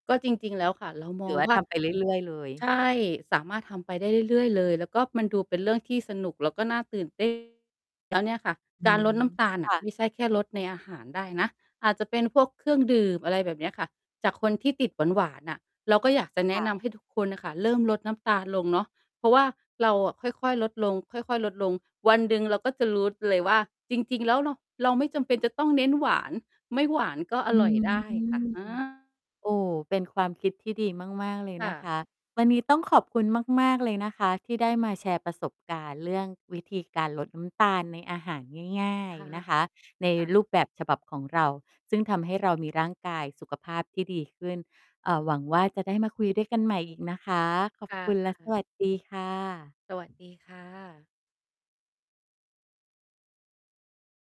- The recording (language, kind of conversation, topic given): Thai, podcast, มีวิธีลดน้ำตาลในอาหารแบบง่ายๆ และทำได้จริงไหม?
- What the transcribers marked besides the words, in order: distorted speech; tapping